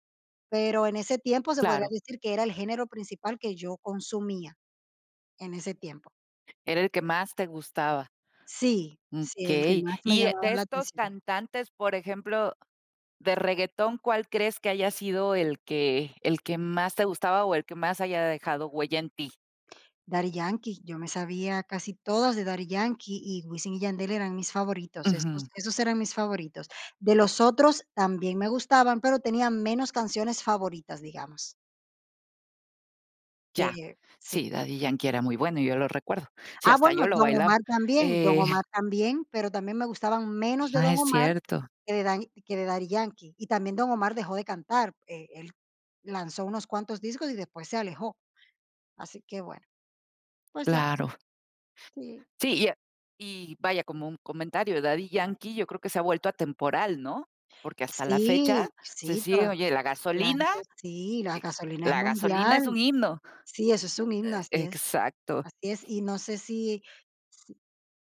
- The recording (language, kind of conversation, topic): Spanish, podcast, ¿Cómo han cambiado tus gustos en los medios desde la adolescencia hasta hoy?
- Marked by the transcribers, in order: chuckle; other background noise